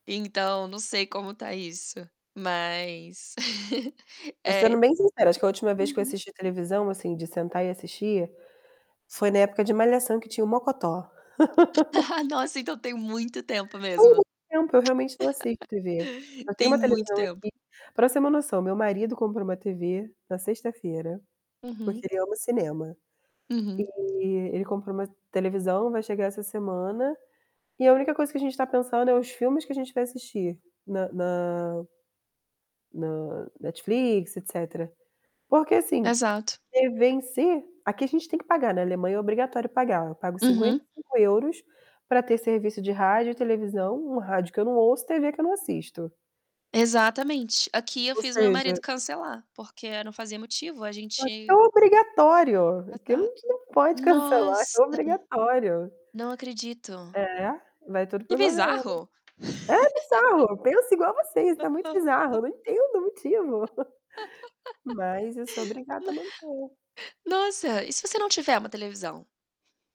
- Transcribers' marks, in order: distorted speech; laugh; laugh; laugh; laugh; chuckle
- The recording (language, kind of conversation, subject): Portuguese, unstructured, Como você usaria a habilidade de nunca precisar dormir?
- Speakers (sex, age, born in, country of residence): female, 30-34, Brazil, Germany; female, 30-34, Brazil, United States